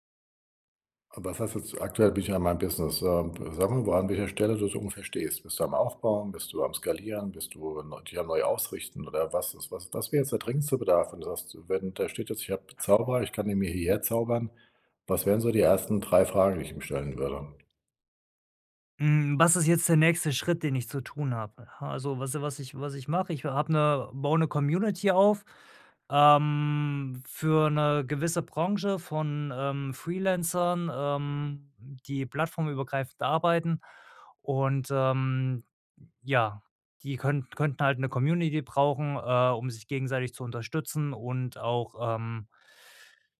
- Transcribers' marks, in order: none
- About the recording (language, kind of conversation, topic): German, advice, Wie finde ich eine Mentorin oder einen Mentor und nutze ihre oder seine Unterstützung am besten?